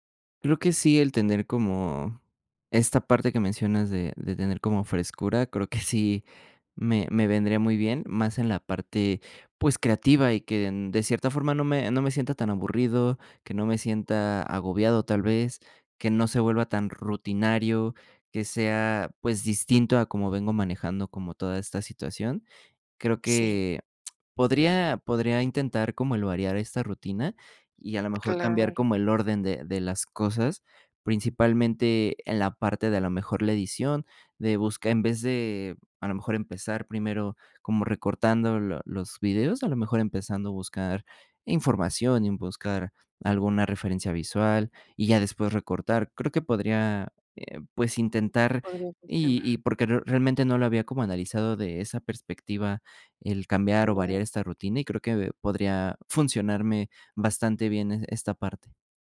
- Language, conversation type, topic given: Spanish, advice, ¿Cómo puedo generar ideas frescas para mi trabajo de todos los días?
- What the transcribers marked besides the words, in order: chuckle; other noise